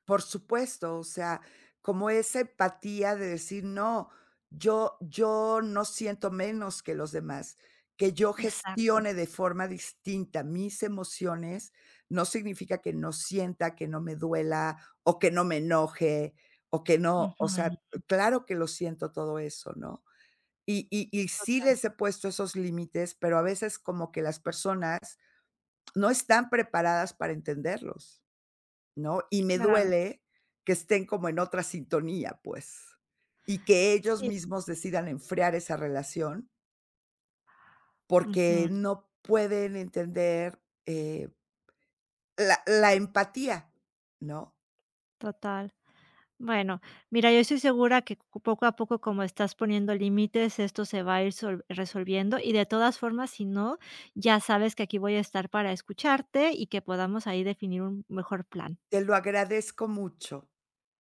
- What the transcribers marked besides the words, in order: none
- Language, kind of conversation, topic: Spanish, advice, ¿Por qué me cuesta practicar la autocompasión después de un fracaso?